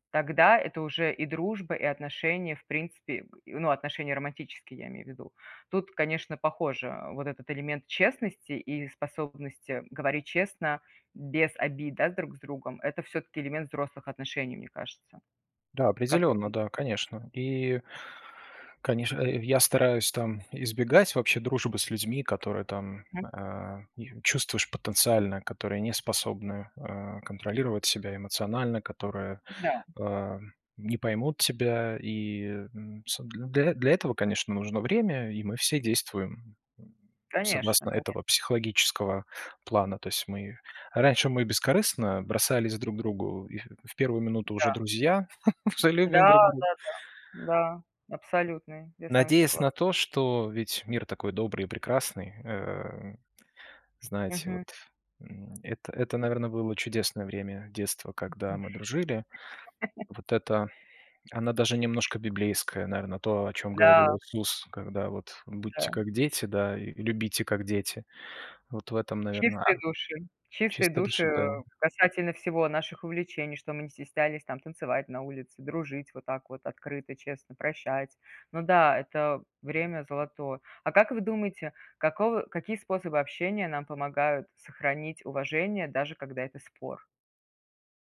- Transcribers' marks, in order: tapping; other background noise; chuckle; chuckle; other noise
- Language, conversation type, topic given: Russian, unstructured, Как разрешать конфликты так, чтобы не обидеть друг друга?